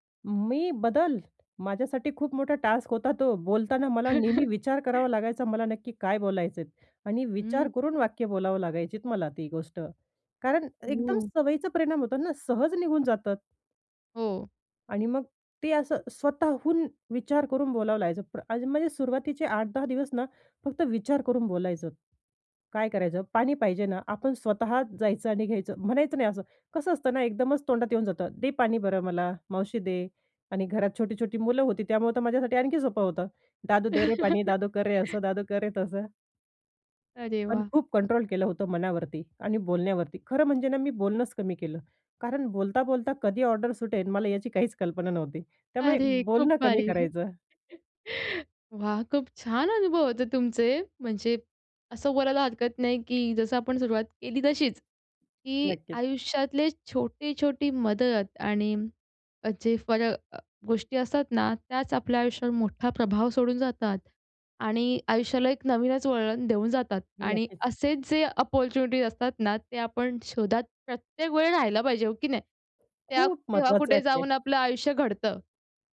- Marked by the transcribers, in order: tapping; in English: "टास्क"; chuckle; chuckle; chuckle; put-on voice: "खूप छान अनुभव होते तुमचे"; other noise; in English: "अपॉर्च्युनिटीज"
- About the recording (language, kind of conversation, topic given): Marathi, podcast, कधी एखाद्या छोट्या मदतीमुळे पुढे मोठा फरक पडला आहे का?